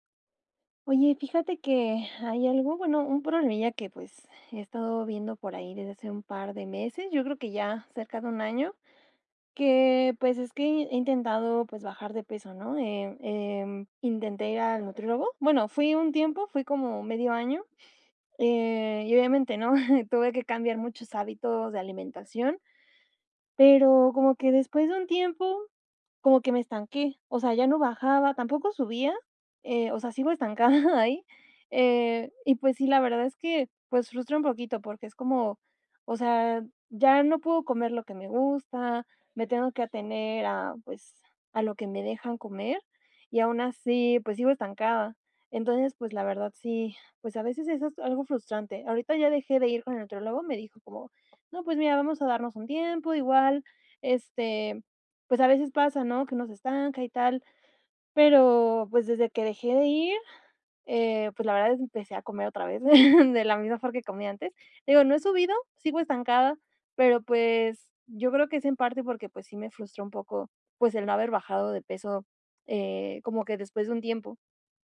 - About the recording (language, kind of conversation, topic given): Spanish, advice, ¿Por qué me siento frustrado/a por no ver cambios después de intentar comer sano?
- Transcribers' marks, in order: chuckle; laughing while speaking: "estancada ahí"; chuckle; other background noise